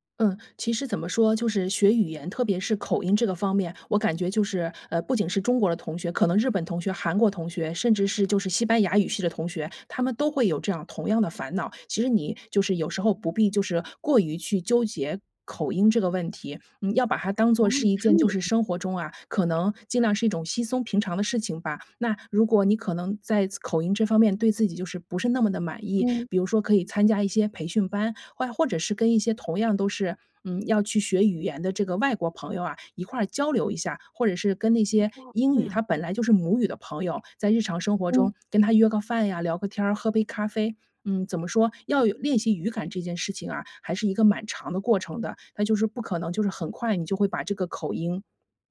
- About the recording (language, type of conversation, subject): Chinese, advice, 為什麼我會覺得自己沒有天賦或價值？
- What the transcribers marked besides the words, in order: other background noise